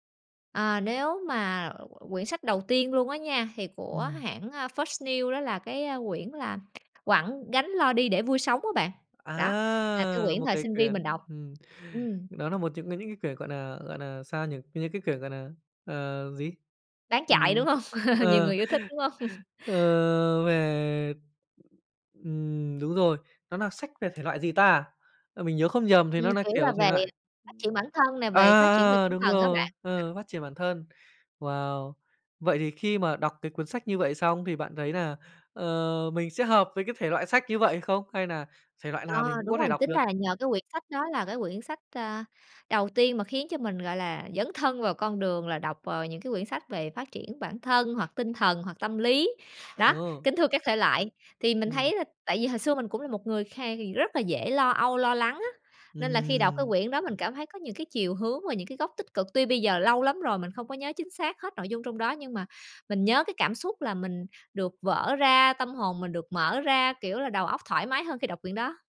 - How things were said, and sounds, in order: tapping; laughing while speaking: "hông?"; laugh; chuckle; unintelligible speech
- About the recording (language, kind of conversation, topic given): Vietnamese, podcast, Bạn thường tìm cảm hứng cho sở thích của mình ở đâu?
- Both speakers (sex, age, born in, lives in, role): female, 30-34, Vietnam, Vietnam, guest; male, 25-29, Vietnam, Japan, host